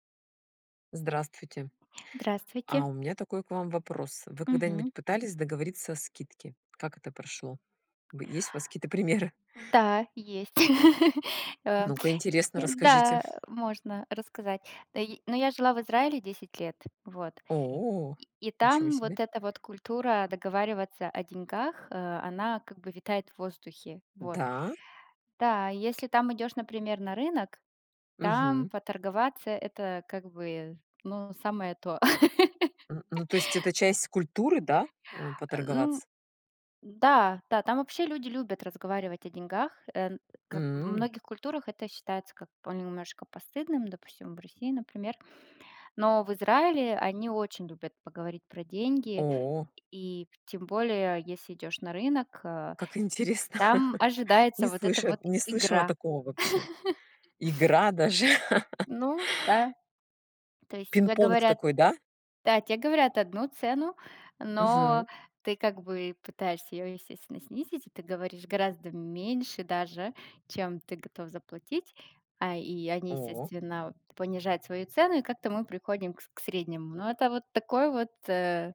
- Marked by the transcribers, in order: laughing while speaking: "примеры?"; laugh; tapping; surprised: "О"; laugh; chuckle; chuckle; other background noise
- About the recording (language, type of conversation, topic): Russian, unstructured, Вы когда-нибудь пытались договориться о скидке и как это прошло?